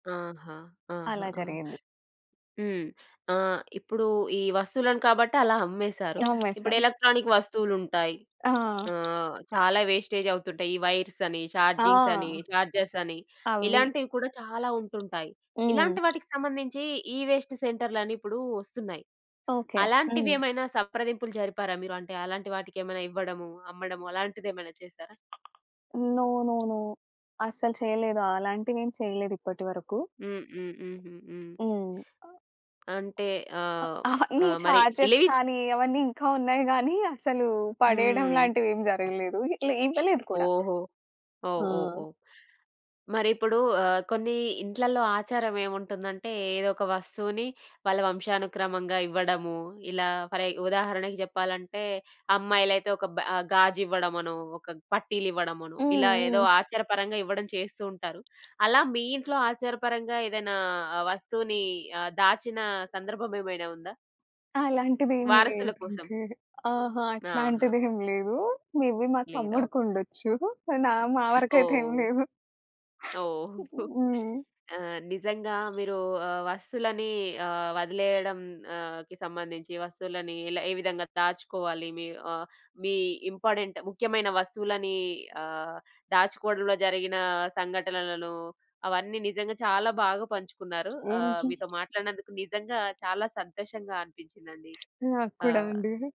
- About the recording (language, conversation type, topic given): Telugu, podcast, వస్తువులను వదిలేయాలా వద్దా అనే నిర్ణయం మీరు ఎలా తీసుకుంటారు?
- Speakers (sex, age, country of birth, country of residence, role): female, 25-29, India, India, guest; female, 25-29, India, India, host
- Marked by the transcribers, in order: in English: "ఎలక్ట్రానిక్"; tapping; other background noise; in English: "ఈ-వేస్ట్"; in English: "నో, నో, నో"; other noise; in English: "చార్జర్స్"; in English: "మే‌బీ"; laughing while speaking: "తమ్ముడికుండొచ్చు. నా మా వరకయితే ఏమి లేవు"; chuckle; in English: "ఇంపార్టెంట్"; chuckle